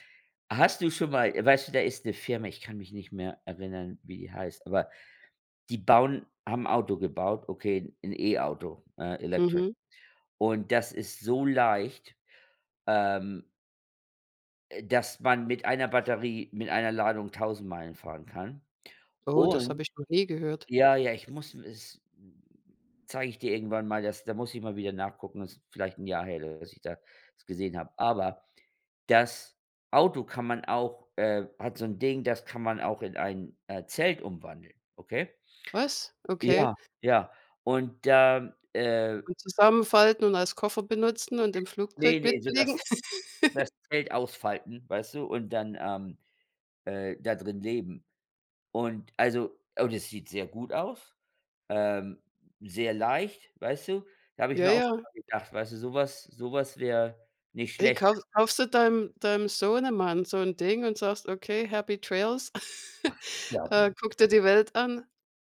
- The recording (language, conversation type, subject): German, unstructured, Was war das ungewöhnlichste Transportmittel, das du je benutzt hast?
- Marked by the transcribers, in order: giggle; in English: "Travels"; chuckle